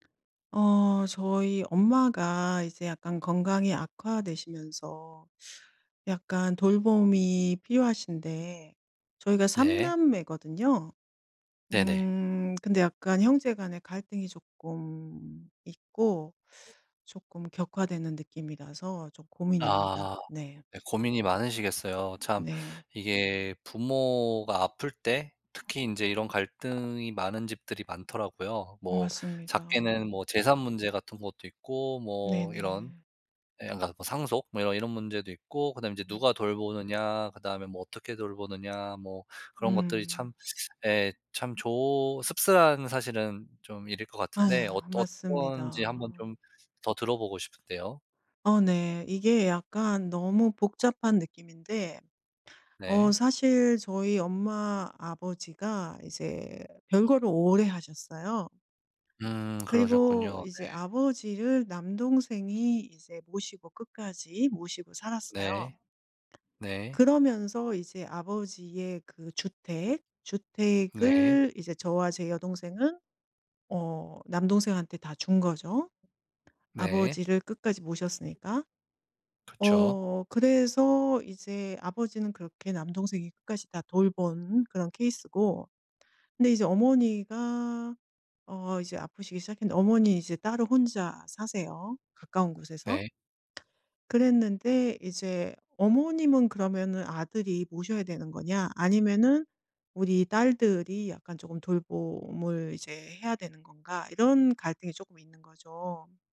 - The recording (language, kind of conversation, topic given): Korean, advice, 부모님의 건강이 악화되면서 돌봄과 의사결정 권한을 두고 가족 간에 갈등이 있는데, 어떻게 해결하면 좋을까요?
- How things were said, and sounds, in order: tapping; other background noise; unintelligible speech